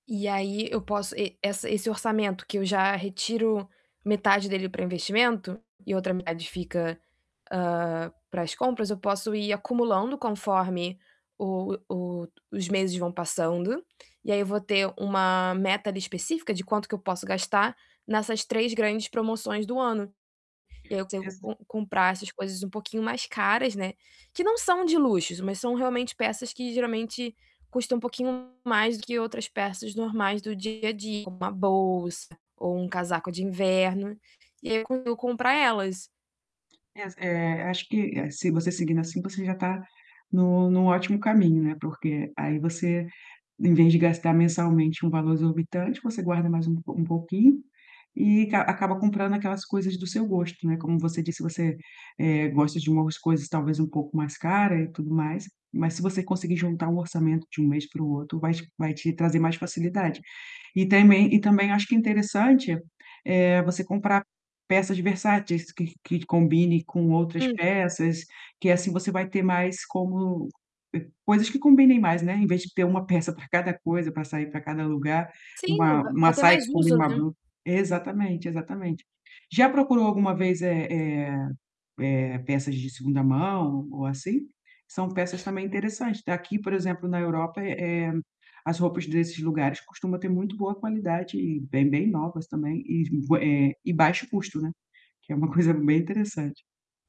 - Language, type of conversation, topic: Portuguese, advice, Como posso fazer compras sem acabar gastando demais?
- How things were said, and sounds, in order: other background noise; tapping; "tento" said as "tengo"; distorted speech; unintelligible speech; laughing while speaking: "uma peça"